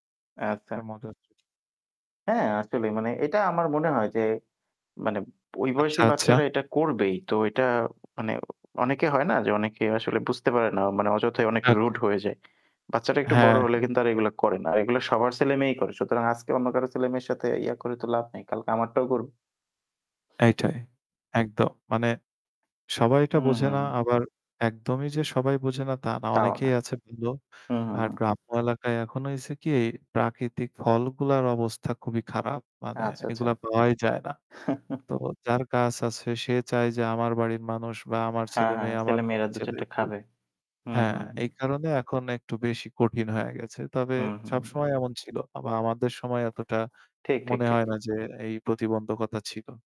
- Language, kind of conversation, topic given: Bengali, unstructured, আপনার স্কুলজীবনের সবচেয়ে প্রিয় স্মৃতি কোনটি?
- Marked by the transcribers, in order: static; distorted speech; chuckle; other background noise; chuckle; unintelligible speech